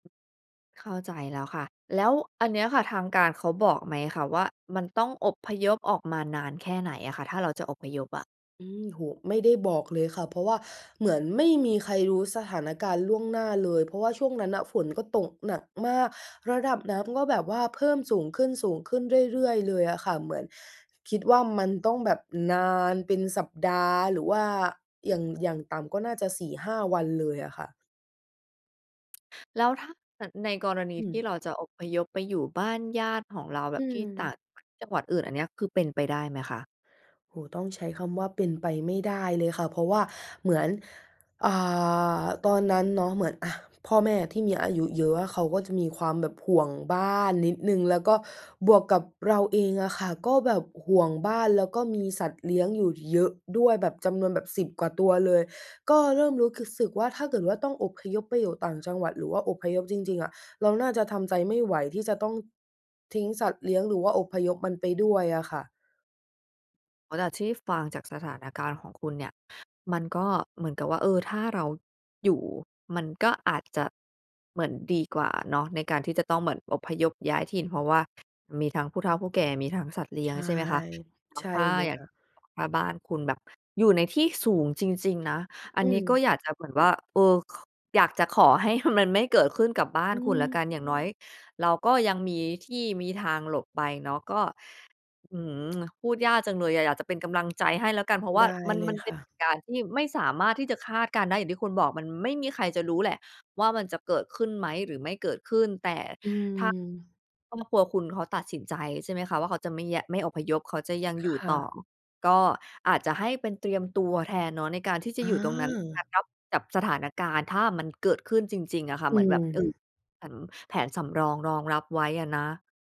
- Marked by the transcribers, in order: tsk; chuckle; tsk; other background noise; unintelligible speech
- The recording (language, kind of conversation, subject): Thai, advice, ฉันควรจัดการเหตุการณ์ฉุกเฉินในครอบครัวอย่างไรเมื่อยังไม่แน่ใจและต้องรับมือกับความไม่แน่นอน?